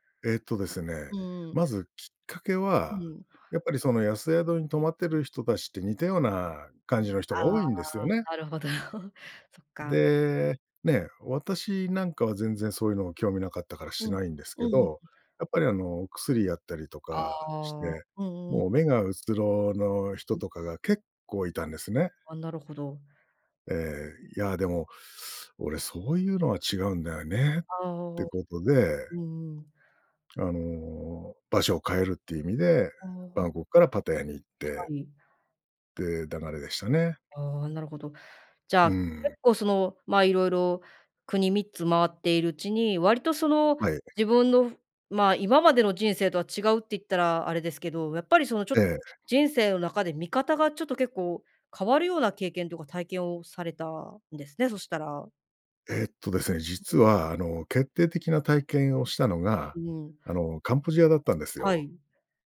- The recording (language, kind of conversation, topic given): Japanese, podcast, 旅をきっかけに人生観が変わった場所はありますか？
- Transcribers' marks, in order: chuckle; unintelligible speech; "カンボジア" said as "かんぽじあ"